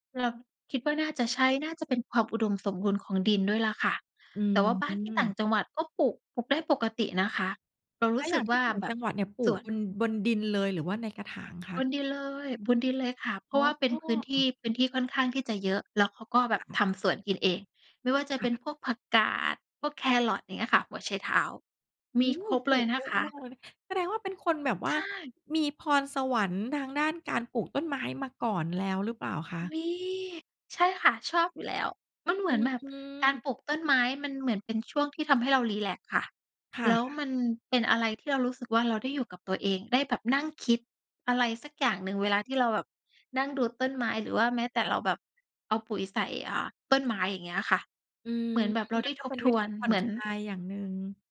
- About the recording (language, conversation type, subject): Thai, podcast, จะทำสวนครัวเล็กๆ บนระเบียงให้ปลูกแล้วเวิร์กต้องเริ่มยังไง?
- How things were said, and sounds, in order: none